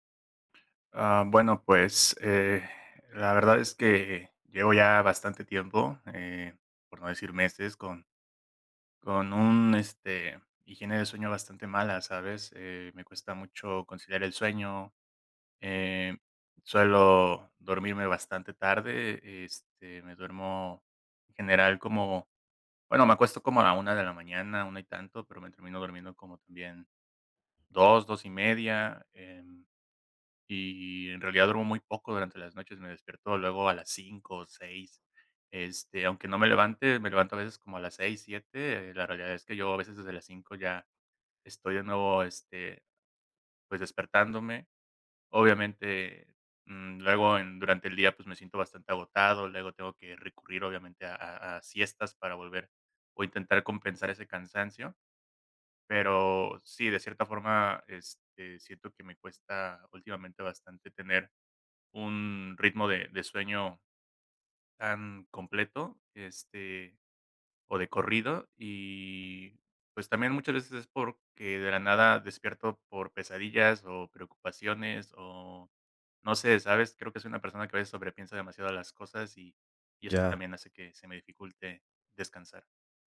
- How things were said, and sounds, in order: tapping
- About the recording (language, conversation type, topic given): Spanish, advice, ¿Cómo describirías tu insomnio ocasional por estrés o por pensamientos que no paran?